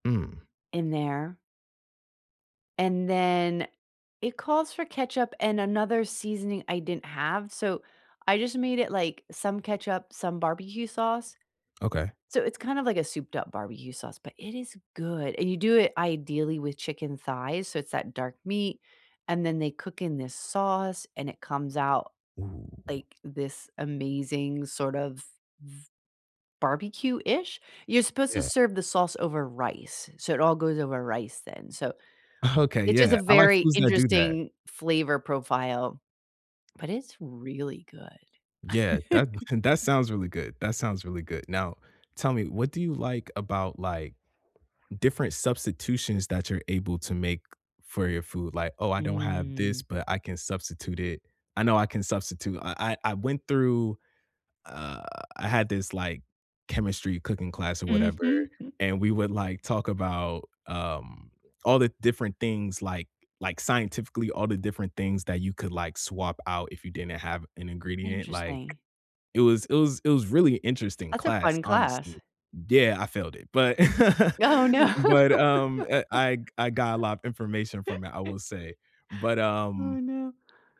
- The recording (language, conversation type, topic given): English, unstructured, What is your favorite meal to cook at home?
- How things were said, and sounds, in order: laughing while speaking: "Okay"; chuckle; other background noise; drawn out: "Mm"; drawn out: "uh"; laughing while speaking: "Mhm"; chuckle; laughing while speaking: "Oh, no"; laugh